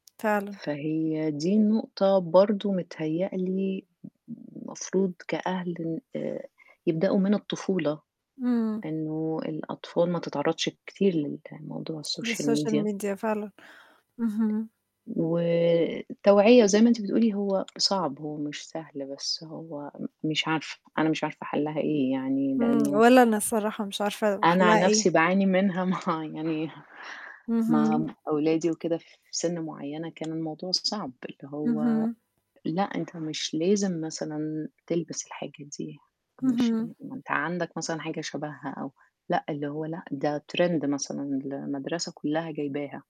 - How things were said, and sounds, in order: in English: "الsocial media"; in English: "الsocial media"; tapping; laughing while speaking: "مع"; other background noise; in English: "trend"
- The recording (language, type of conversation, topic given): Arabic, unstructured, هل بتحس إن فيه ضغط عليك تبقى شخص معيّن عشان المجتمع يتقبّلك؟